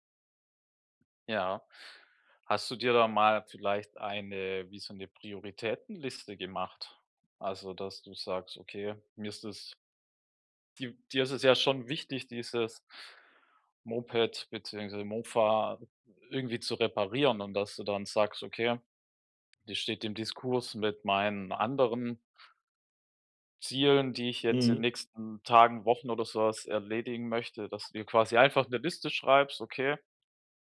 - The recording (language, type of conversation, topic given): German, advice, Wie hindert mich mein Perfektionismus daran, mit meinem Projekt zu starten?
- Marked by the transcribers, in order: none